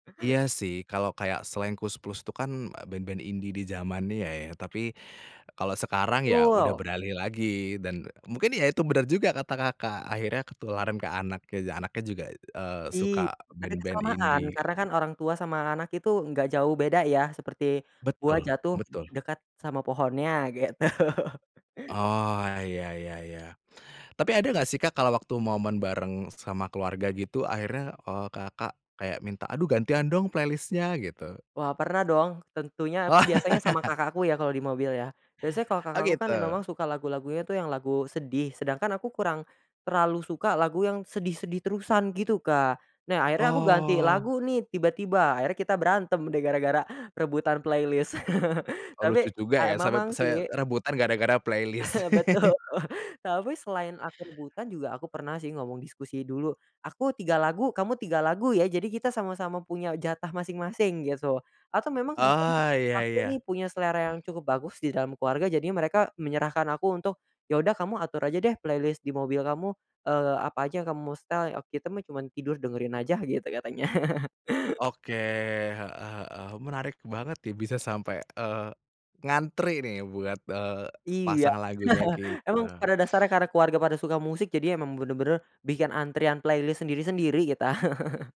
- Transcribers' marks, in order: chuckle; in English: "playlist-nya"; laughing while speaking: "Wah"; in English: "playlist"; chuckle; chuckle; laughing while speaking: "Betul"; in English: "playlist"; in English: "playlist"; chuckle; chuckle; tapping; in English: "playlist"; chuckle
- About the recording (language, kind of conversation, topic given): Indonesian, podcast, Apa kenangan paling kuat yang kamu kaitkan dengan sebuah lagu?